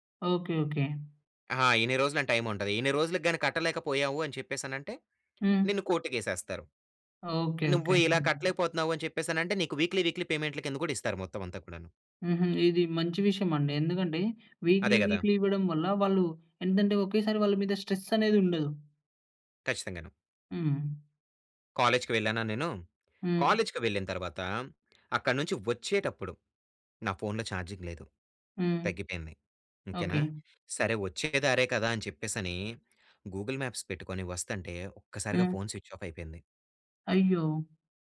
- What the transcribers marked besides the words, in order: in English: "టైమ్"; in English: "వీక్లీ వీక్లీ పేమెంట్‌ల"; in English: "వీక్లీ వీక్లీ"; in English: "స్ట్రెస్"; in English: "కాలేజ్‌కి"; in English: "కాలేజ్‌కి"; in English: "చార్జింగ్"; in English: "గూగుల్ మాప్స్"; in English: "స్విచ్ఆఫ్"
- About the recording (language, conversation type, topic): Telugu, podcast, విదేశీ నగరంలో భాష తెలియకుండా తప్పిపోయిన అనుభవం ఏంటి?